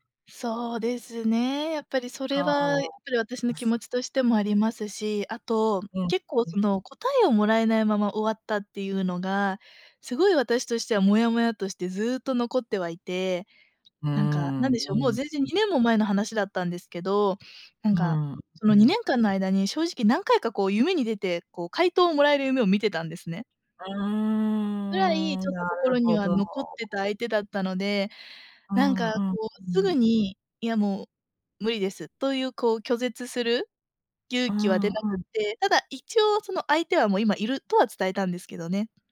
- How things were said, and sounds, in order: other background noise
- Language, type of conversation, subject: Japanese, advice, 相手からの連絡を無視すべきか迷っている